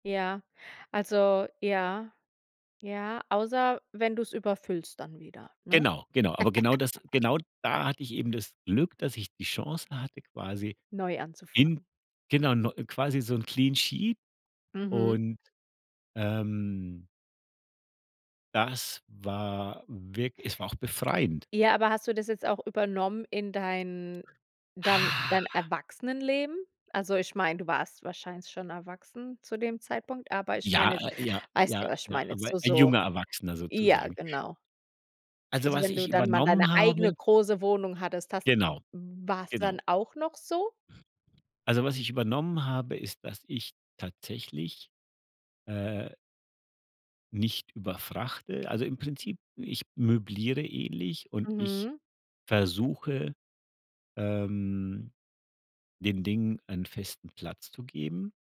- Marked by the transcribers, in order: other background noise; chuckle; in English: "clean sheet"; drawn out: "ähm"; drawn out: "Ha"
- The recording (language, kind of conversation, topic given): German, podcast, Welche Tipps hast du für mehr Ordnung in kleinen Räumen?